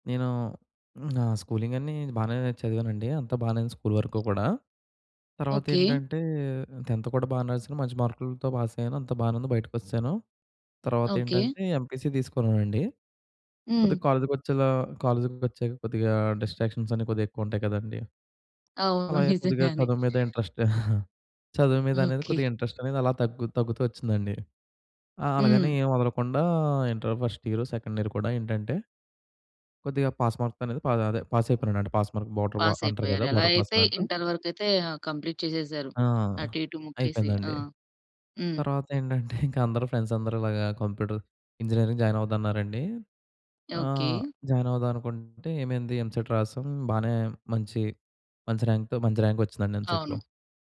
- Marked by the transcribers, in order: other background noise; in English: "పాస్"; in English: "ఎంపీసీ"; in English: "కాలేజ్‌కి"; in English: "కాలేజ్‌కి"; in English: "ఇంట్రెస్ట్"; giggle; in English: "ఇంటర్ ఫస్ట్ ఇయర్, సెకండ్ ఇయర్"; in English: "పాస్ మార్క్‌తో"; in English: "పాస్"; in English: "పాస్ మార్క్"; in English: "పాస్"; in English: "బోర్డర్ పాస్"; in English: "కంప్లీట్"; giggle; in English: "ఫ్రెండ్స్"; in English: "కంప్యూటర్ ఇంజినీరింగ్ జాయిన్"; in English: "జాయిన్"; in English: "ఎంసెట్"; in English: "ర్యాంక్‌తో"; in English: "ఎంసెట్‌లో"
- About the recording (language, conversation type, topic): Telugu, podcast, ఆలస్యంగా అయినా కొత్త నైపుణ్యం నేర్చుకోవడం మీకు ఎలా ఉపయోగపడింది?